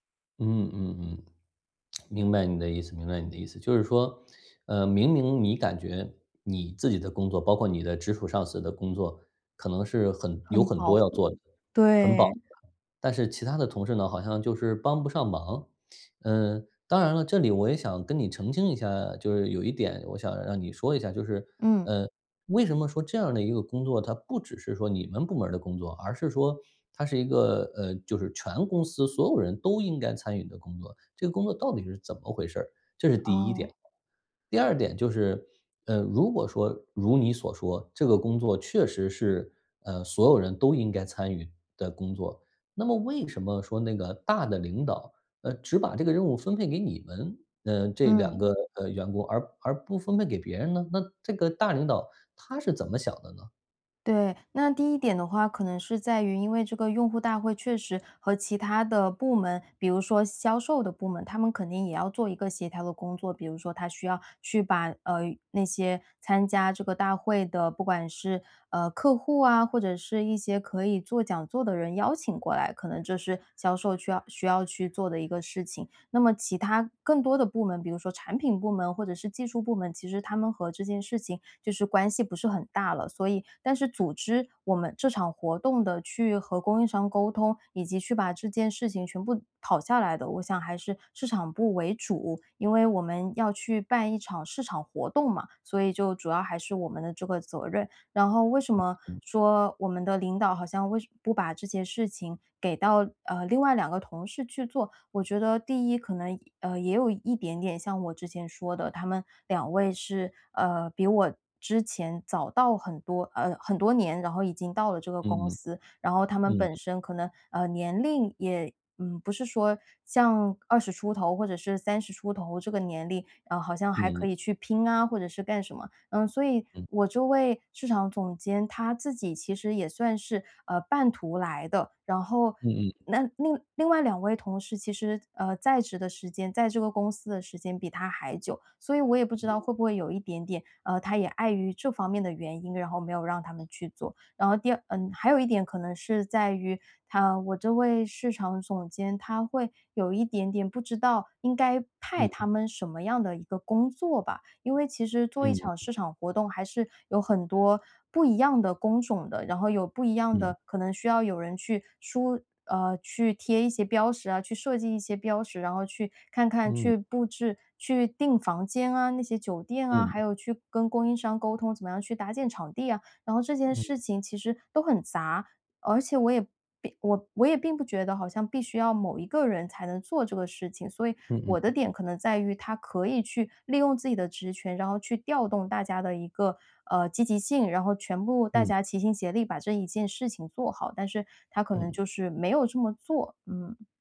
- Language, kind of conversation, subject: Chinese, advice, 我们如何建立安全的反馈环境，让团队敢于分享真实想法？
- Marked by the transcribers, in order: lip smack; other noise; other background noise